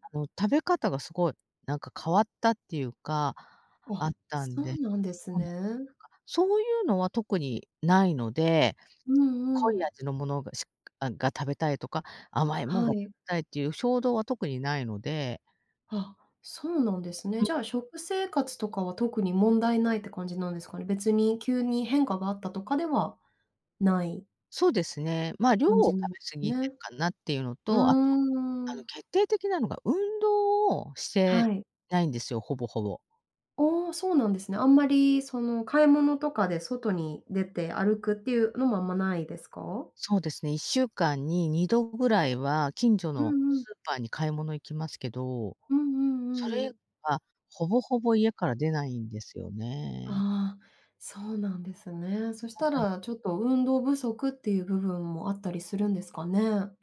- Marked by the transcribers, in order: none
- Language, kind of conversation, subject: Japanese, advice, 健康診断で異常が出て生活習慣を変えなければならないとき、どうすればよいですか？